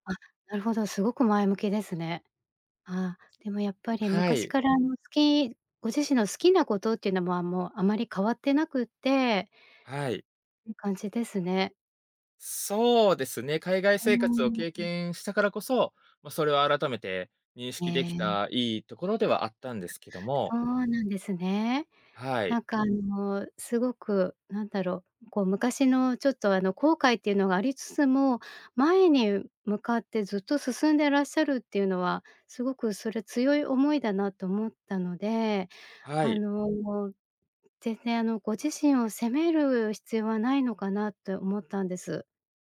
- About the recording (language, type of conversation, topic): Japanese, advice, 自分を責めてしまい前に進めないとき、どうすればよいですか？
- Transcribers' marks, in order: other background noise